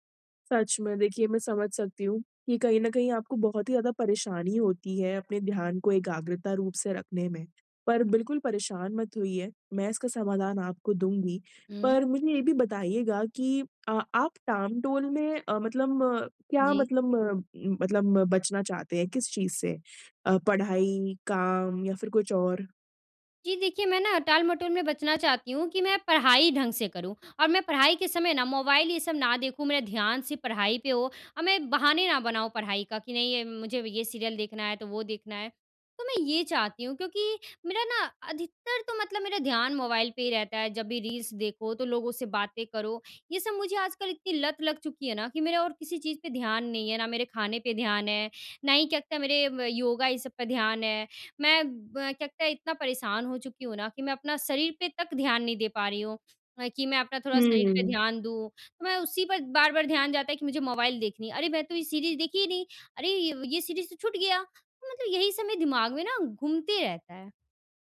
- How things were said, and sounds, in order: "टाल-मटोल" said as "टाम-टोल"; in English: "सीरियल"; in English: "रील्स"
- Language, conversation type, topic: Hindi, advice, मैं ध्यान भटकने और टालमटोल करने की आदत कैसे तोड़ूँ?